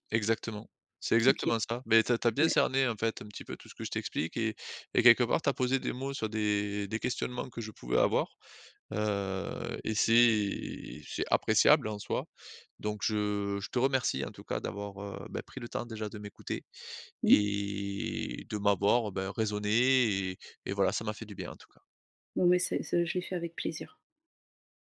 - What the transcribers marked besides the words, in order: drawn out: "Et"; other background noise
- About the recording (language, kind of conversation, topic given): French, advice, Comment gérer ma peur d’être jugé par les autres ?